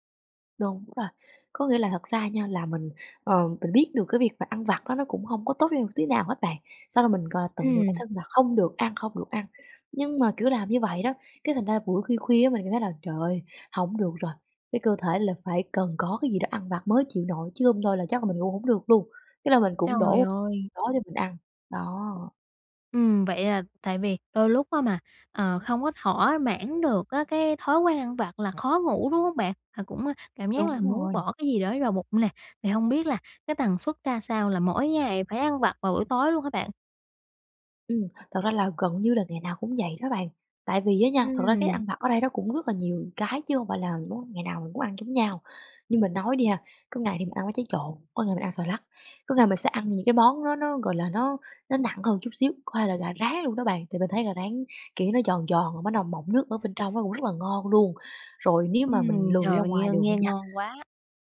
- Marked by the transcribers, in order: tapping; other background noise
- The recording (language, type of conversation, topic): Vietnamese, advice, Vì sao bạn khó bỏ thói quen ăn vặt vào buổi tối?